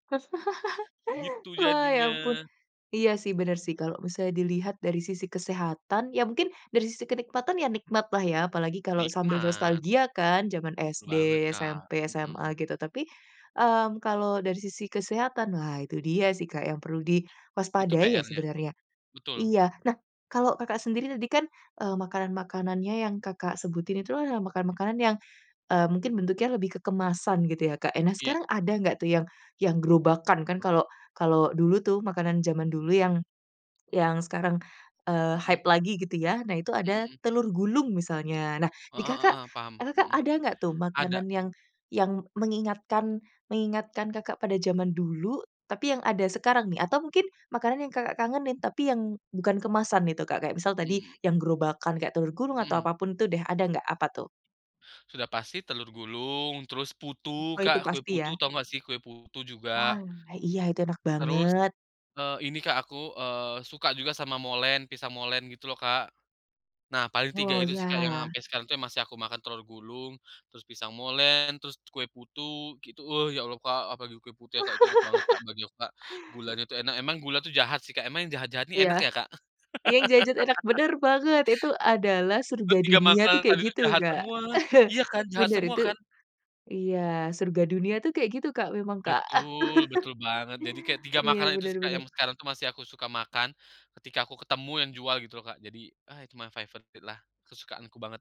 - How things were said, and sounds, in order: chuckle; in English: "hype"; other background noise; stressed: "banget"; laugh; laugh; chuckle; chuckle; in English: "my favorite"
- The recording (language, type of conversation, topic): Indonesian, podcast, Jajanan sekolah apa yang paling kamu rindukan sekarang?